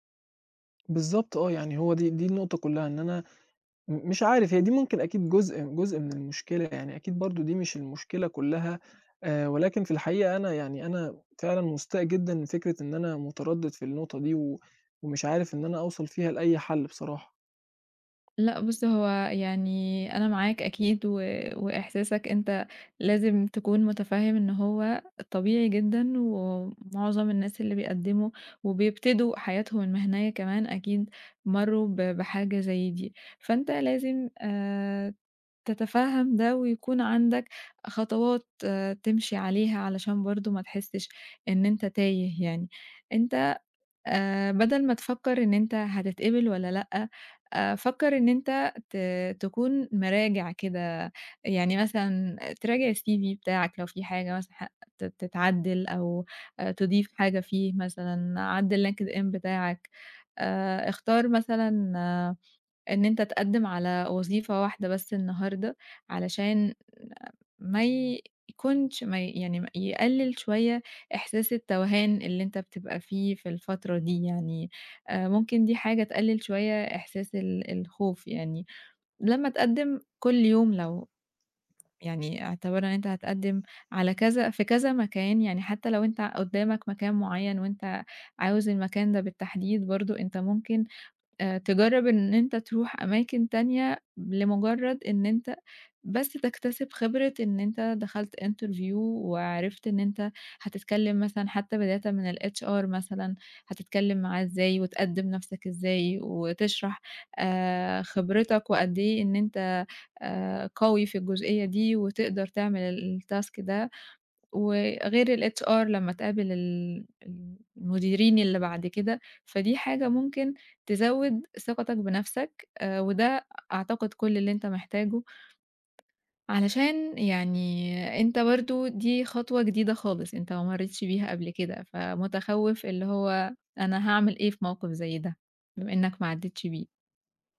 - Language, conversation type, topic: Arabic, advice, إزاي أتغلب على ترددي إني أقدّم على شغلانة جديدة عشان خايف من الرفض؟
- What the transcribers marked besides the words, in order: tapping; in English: "الCV"; in English: "interview"; in English: "الHR"; in English: "الtask"; in English: "الHR"